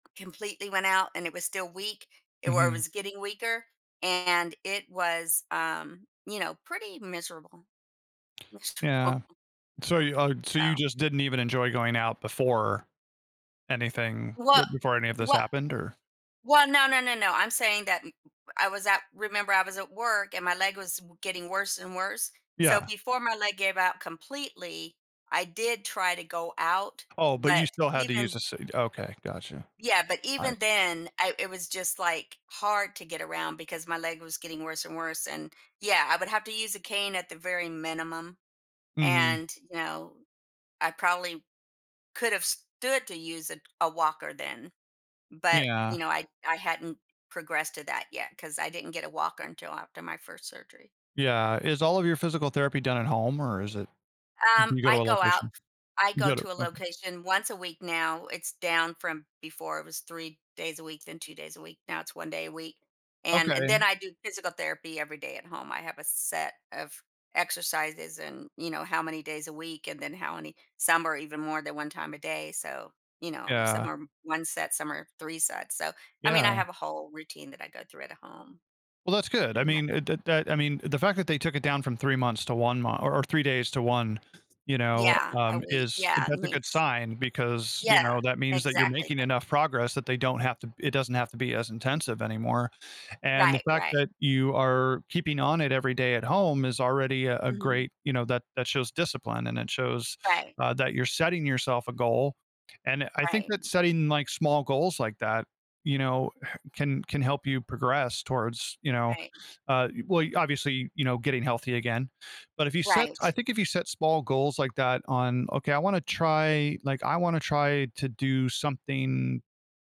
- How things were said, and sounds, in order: tapping; laugh; other background noise
- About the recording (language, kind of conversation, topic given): English, advice, How can I make my daily routine feel more meaningful?